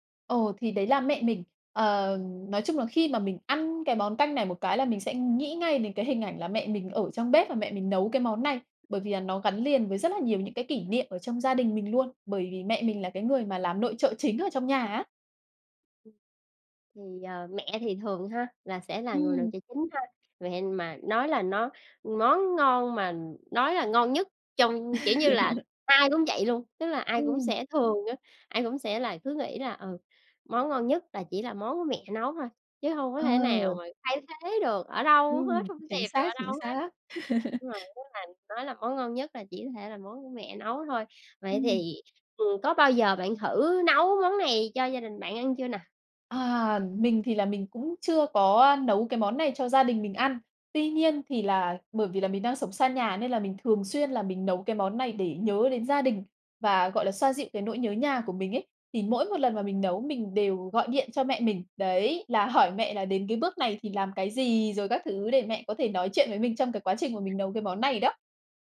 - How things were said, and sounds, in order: tapping; other background noise; laugh; laugh
- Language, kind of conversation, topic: Vietnamese, podcast, Món ăn giúp bạn giữ kết nối với người thân ở xa như thế nào?